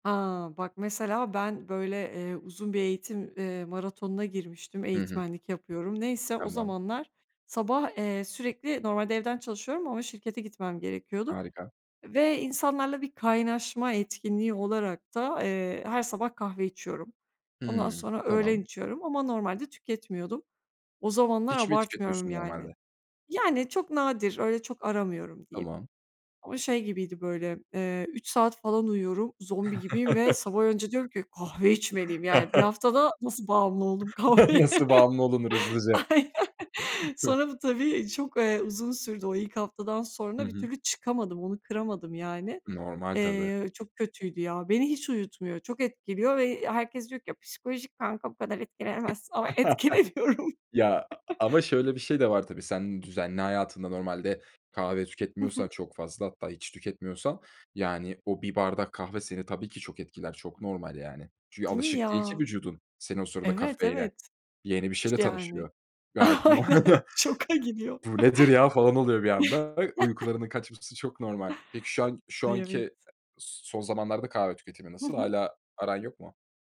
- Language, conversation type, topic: Turkish, podcast, Gece uyanıp tekrar uyuyamadığında bununla nasıl başa çıkıyorsun?
- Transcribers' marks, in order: other background noise; chuckle; put-on voice: "Kahve içmeliyim"; chuckle; chuckle; laughing while speaking: "kahveye? Aynen"; chuckle; chuckle; laughing while speaking: "etkileniyorum"; tapping; chuckle; laughing while speaking: "Aynen. Şoka gidiyor"; unintelligible speech; chuckle